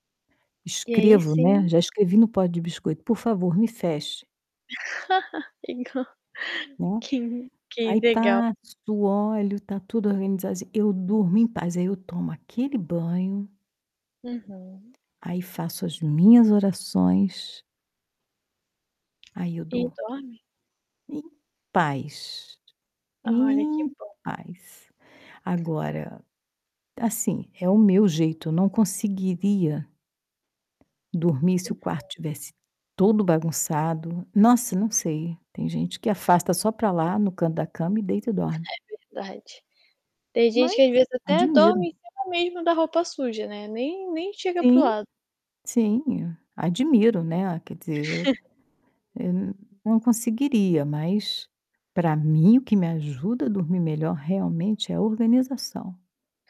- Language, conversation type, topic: Portuguese, podcast, O que ajuda você a dormir melhor em casa?
- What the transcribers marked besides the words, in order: static; laugh; tapping; distorted speech; chuckle